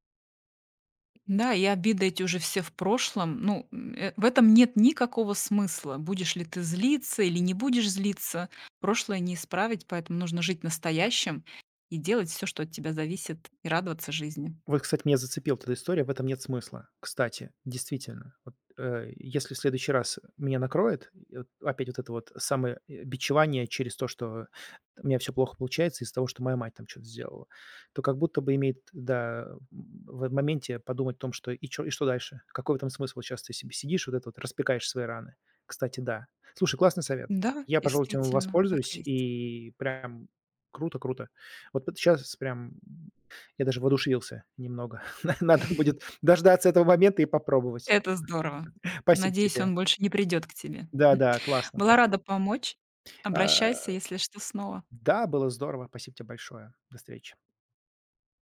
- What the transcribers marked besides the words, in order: none
- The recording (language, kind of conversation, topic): Russian, advice, Какие обиды и злость мешают вам двигаться дальше?